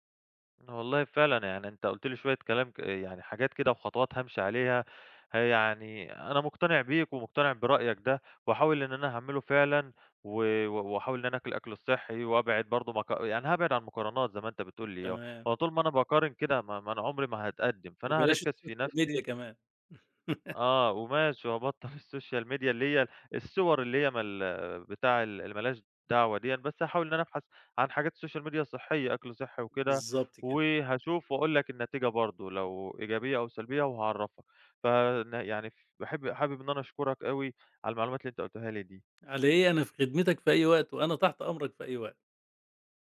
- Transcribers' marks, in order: in English: "الSocial Media"; laugh; in English: "الSocial Media"; in English: "Social Media"
- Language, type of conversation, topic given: Arabic, advice, إزاي بتتجنب إنك تقع في فخ مقارنة نفسك بزمايلك في التمرين؟